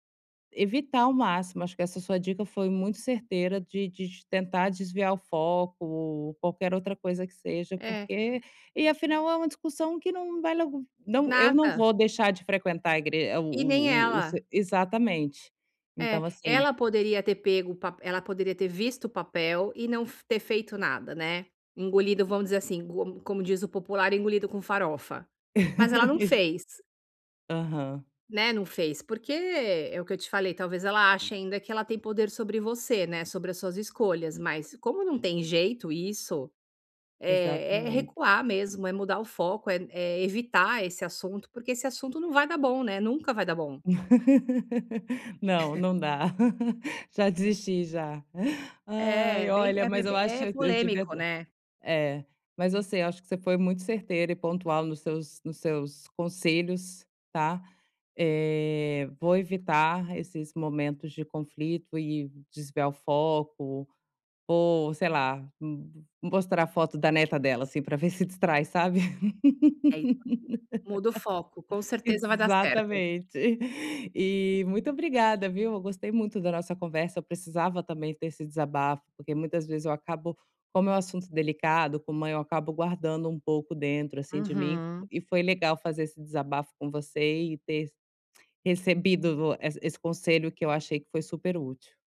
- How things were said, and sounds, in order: other background noise; laugh; laugh; laugh; unintelligible speech; tapping
- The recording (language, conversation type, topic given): Portuguese, advice, Como conversar sobre crenças diferentes na família sem brigar?